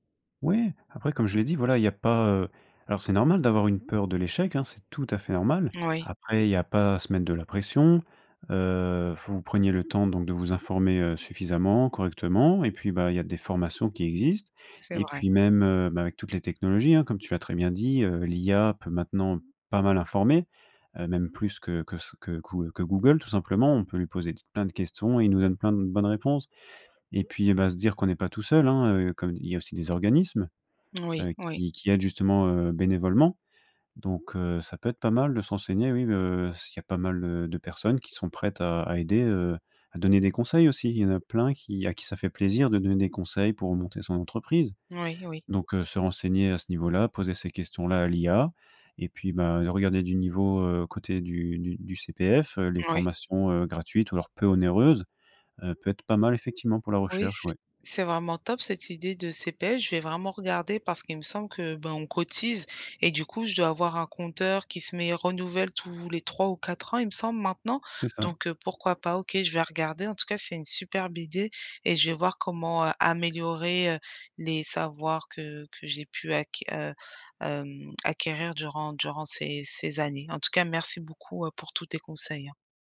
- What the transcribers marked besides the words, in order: stressed: "tout à fait"
- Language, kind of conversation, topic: French, advice, Comment surmonter mon hésitation à changer de carrière par peur d’échouer ?